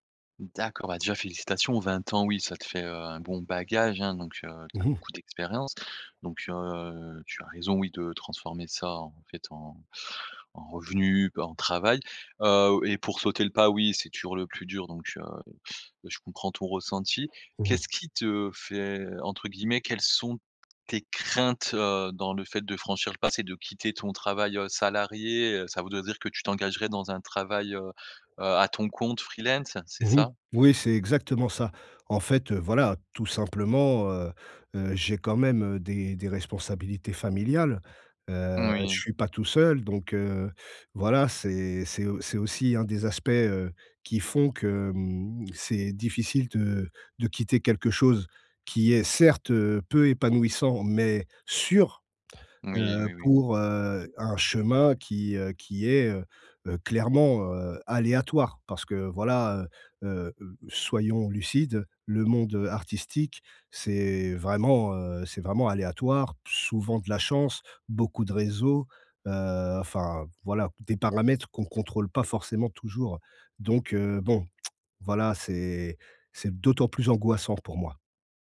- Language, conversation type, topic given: French, advice, Comment surmonter ma peur de changer de carrière pour donner plus de sens à mon travail ?
- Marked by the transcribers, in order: tapping; other background noise; stressed: "craintes"; tongue click